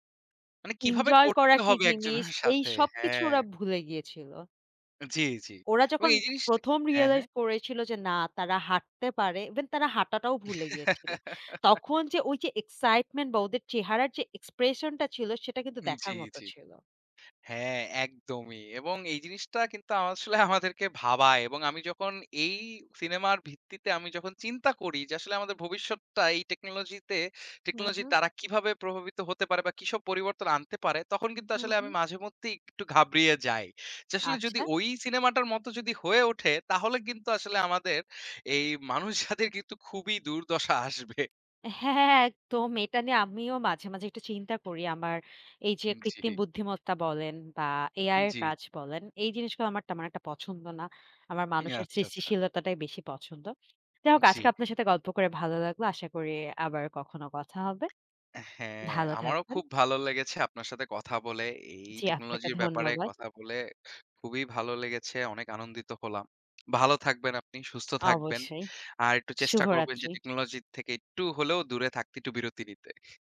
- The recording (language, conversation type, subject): Bengali, unstructured, প্রযুক্তি আমাদের দৈনন্দিন জীবনে কীভাবে পরিবর্তন এনেছে?
- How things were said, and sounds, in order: scoff; in English: "realize"; in English: "even"; giggle; in English: "excitement"; in English: "expression"; scoff; laughing while speaking: "জাতির কিন্তু খুবই দুর্দশা আসবে"; scoff; other background noise; scoff